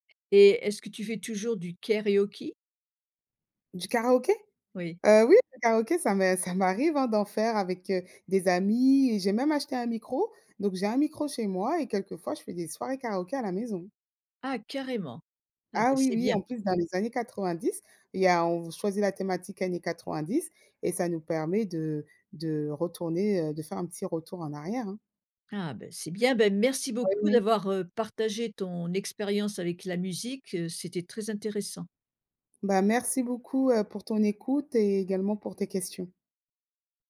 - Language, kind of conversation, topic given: French, podcast, Comment décrirais-tu la bande-son de ta jeunesse ?
- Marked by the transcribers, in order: "karaoké" said as "kairiokie"; unintelligible speech